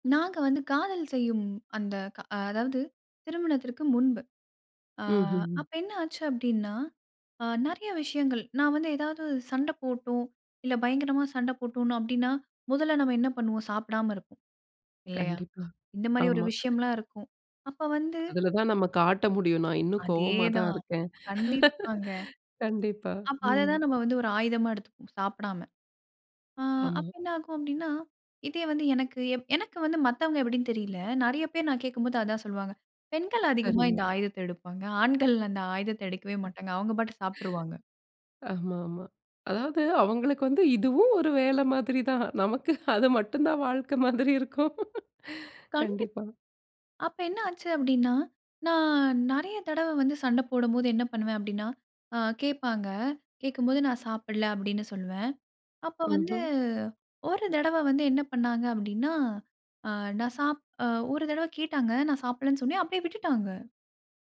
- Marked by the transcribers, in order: other noise; tapping; laugh; laughing while speaking: "அது மட்டும் தான் வாழ்க்க மாதிரி இருக்கும். கண்டிப்பா"
- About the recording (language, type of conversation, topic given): Tamil, podcast, ஓர் சண்டைக்குப் பிறகு வரும் ‘மன்னிப்பு உணவு’ பற்றி சொல்ல முடியுமா?